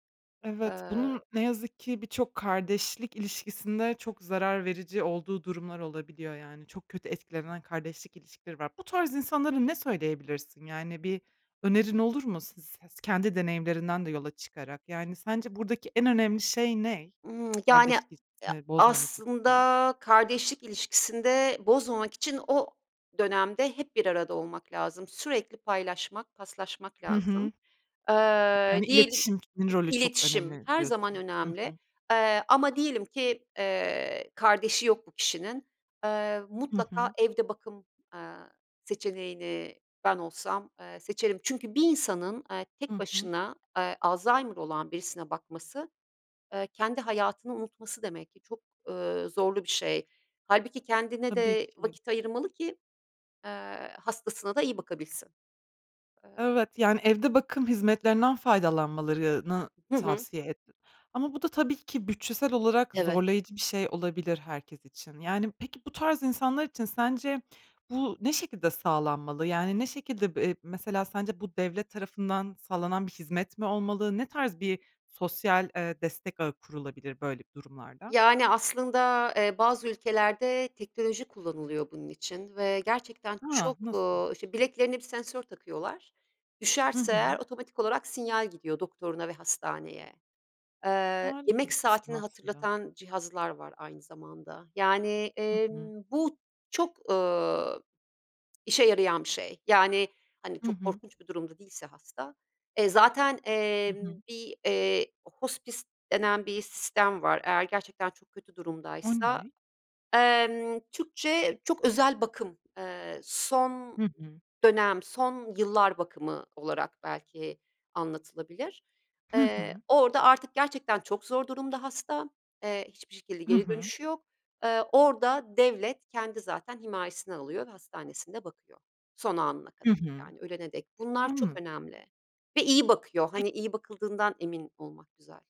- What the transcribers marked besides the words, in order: other background noise; in Latin: "hospice"; tapping
- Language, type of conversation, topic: Turkish, podcast, Yaşlı bir ebeveynin bakım sorumluluğunu üstlenmeyi nasıl değerlendirirsiniz?